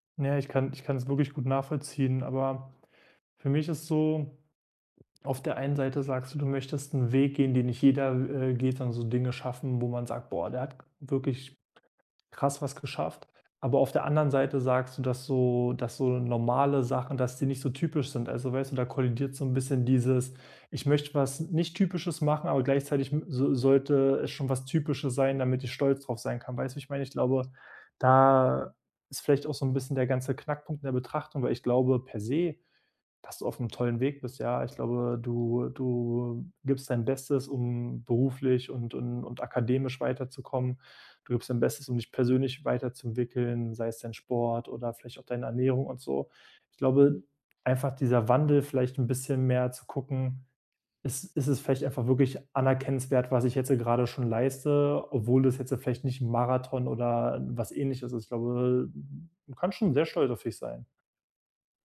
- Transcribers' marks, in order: drawn out: "da"
- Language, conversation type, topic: German, advice, Wie finde ich meinen Selbstwert unabhängig von Leistung, wenn ich mich stark über die Arbeit definiere?